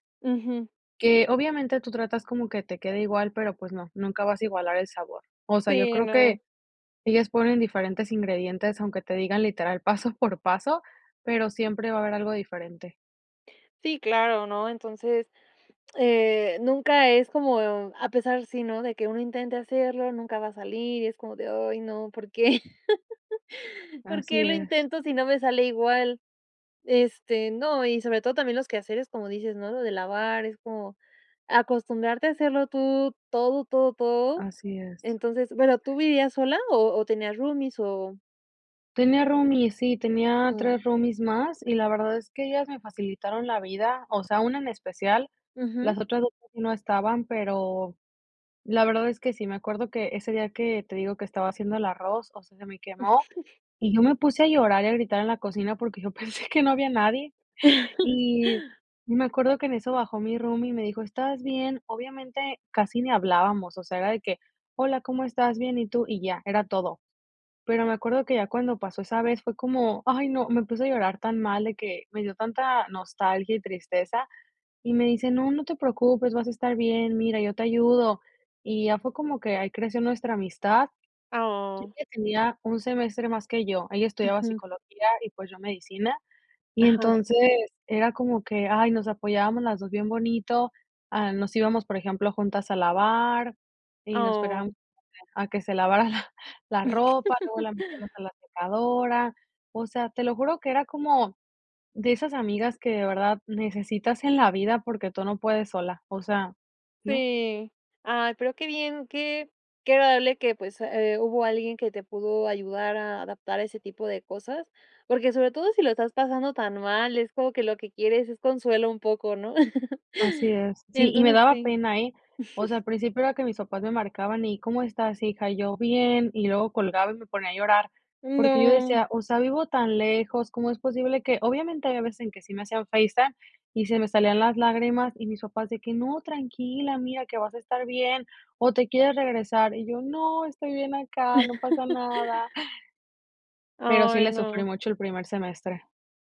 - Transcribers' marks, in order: laugh; tapping; other background noise; chuckle; chuckle; laughing while speaking: "pensé"; laugh; laughing while speaking: "se lavara"; chuckle; chuckle; chuckle
- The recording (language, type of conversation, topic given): Spanish, podcast, ¿A qué cosas te costó más acostumbrarte cuando vivías fuera de casa?